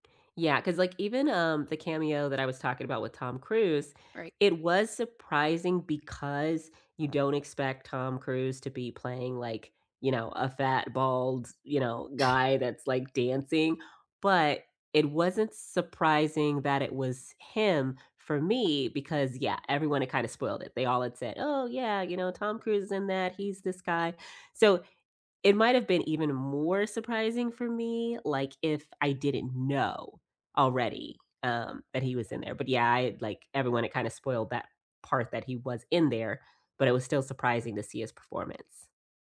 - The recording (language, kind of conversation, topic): English, unstructured, Which celebrity cameos surprised you the most?
- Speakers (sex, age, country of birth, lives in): female, 25-29, United States, United States; female, 45-49, United States, United States
- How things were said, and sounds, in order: other background noise; scoff; tapping